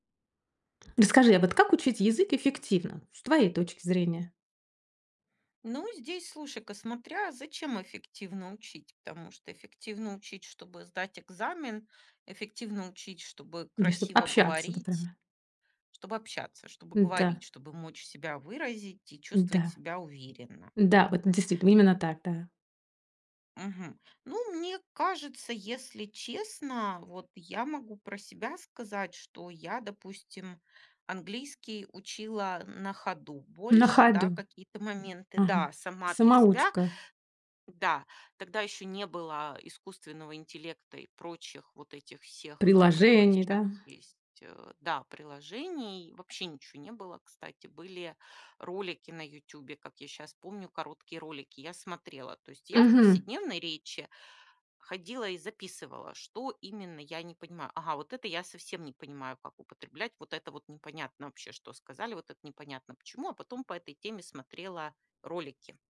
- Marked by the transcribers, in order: none
- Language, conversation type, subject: Russian, podcast, Как, по-твоему, эффективнее всего учить язык?